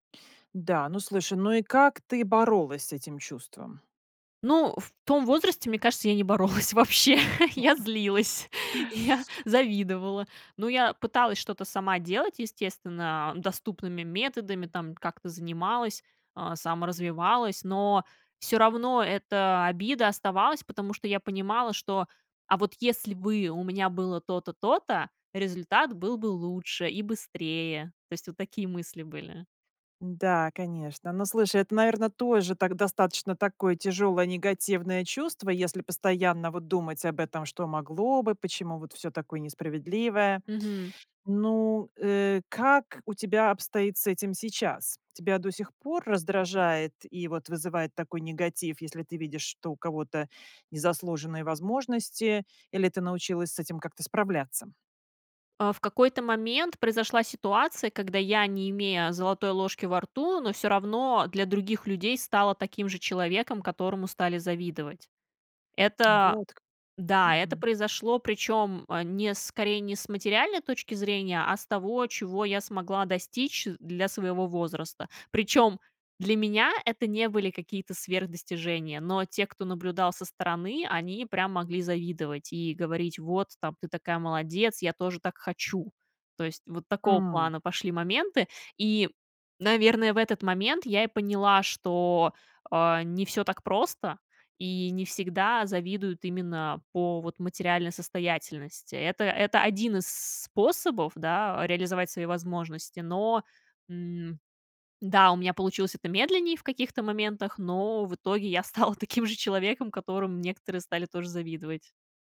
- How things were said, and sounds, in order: laughing while speaking: "я не боролась вообще"; unintelligible speech; tapping; laughing while speaking: "я"; tsk; laughing while speaking: "стала таким же"
- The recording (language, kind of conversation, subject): Russian, podcast, Какие приёмы помогли тебе не сравнивать себя с другими?